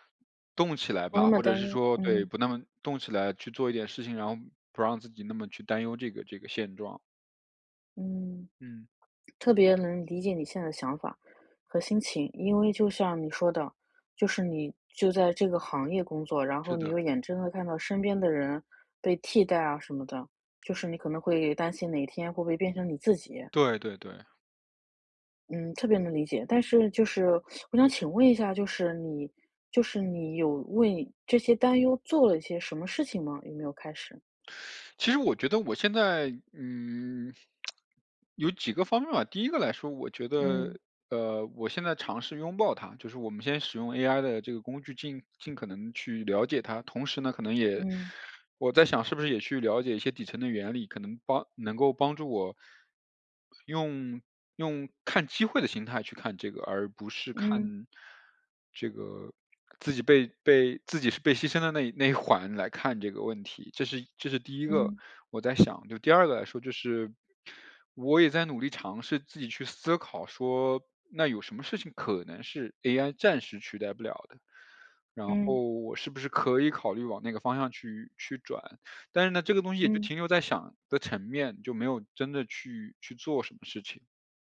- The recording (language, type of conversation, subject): Chinese, advice, 我如何把担忧转化为可执行的行动？
- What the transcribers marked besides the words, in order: other background noise; teeth sucking; lip smack; laughing while speaking: "环"